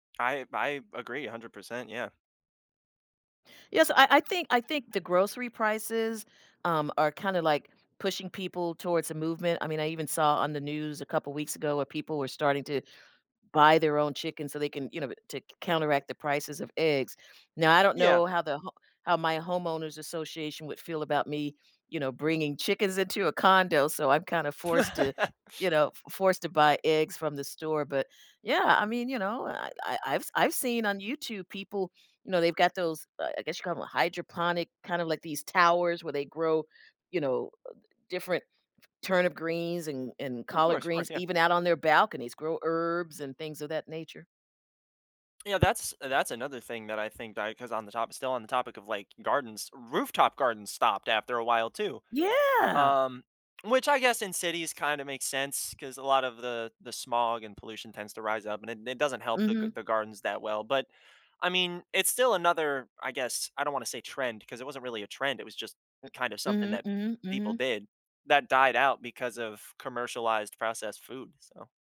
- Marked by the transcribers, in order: laugh; other background noise
- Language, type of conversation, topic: English, unstructured, What is your favorite comfort food, and why?
- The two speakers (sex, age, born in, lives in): female, 60-64, United States, United States; male, 20-24, United States, United States